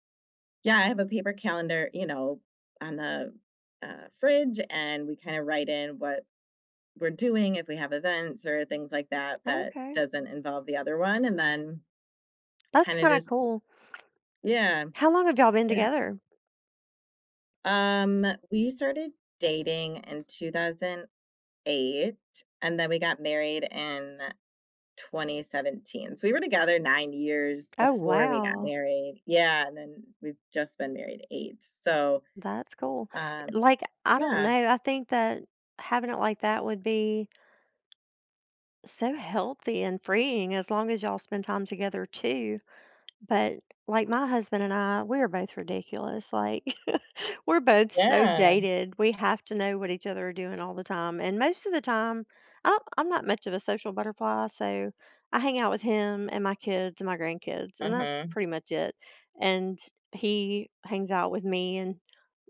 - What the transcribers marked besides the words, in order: tapping; other background noise; chuckle
- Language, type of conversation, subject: English, unstructured, How do you balance personal space and togetherness?